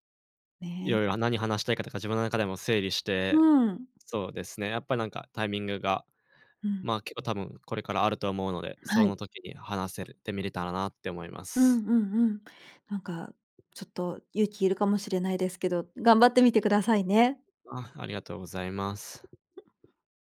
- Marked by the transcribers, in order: other noise
- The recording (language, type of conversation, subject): Japanese, advice, パートナーとの関係の変化によって先行きが不安になったとき、どのように感じていますか？